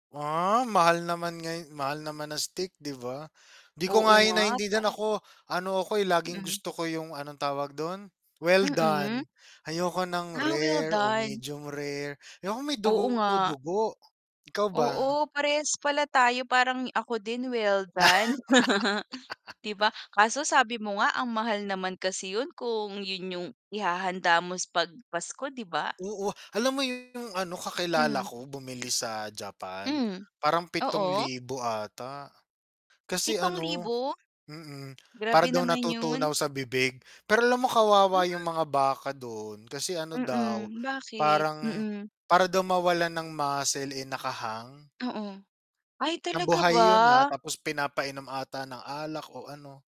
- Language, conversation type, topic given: Filipino, unstructured, Paano mo ipinagdiriwang ang mga espesyal na okasyon sa pamamagitan ng pagkain?
- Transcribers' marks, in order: static; distorted speech; laugh; tapping